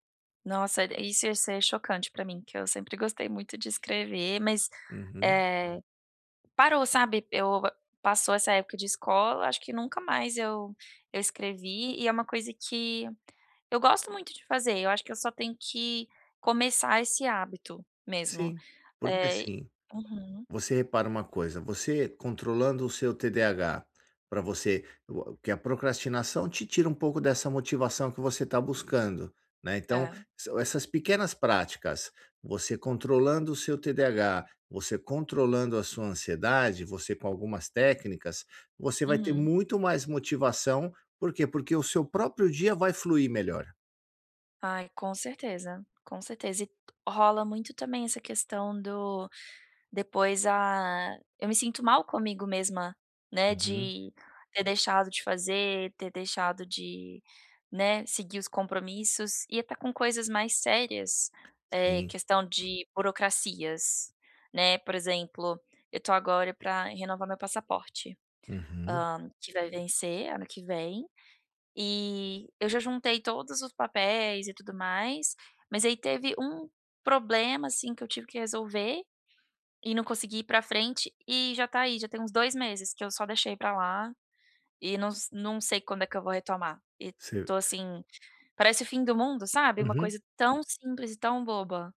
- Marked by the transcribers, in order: other background noise; tapping
- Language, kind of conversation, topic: Portuguese, advice, Como posso me manter motivado(a) para fazer práticas curtas todos os dias?
- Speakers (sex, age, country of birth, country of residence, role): female, 30-34, Brazil, United States, user; male, 50-54, Brazil, United States, advisor